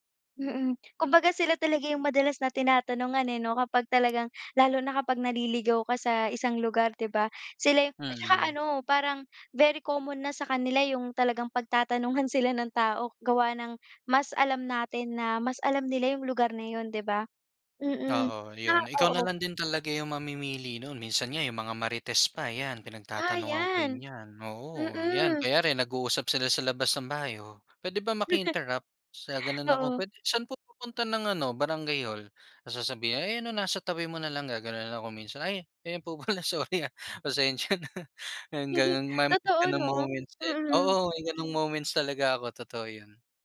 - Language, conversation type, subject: Filipino, podcast, May kuwento ka ba tungkol sa isang taong tumulong sa iyo noong naligaw ka?
- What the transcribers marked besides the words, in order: in English: "very common"; chuckle; laughing while speaking: "pala, sorry, ah, pasensya na"; chuckle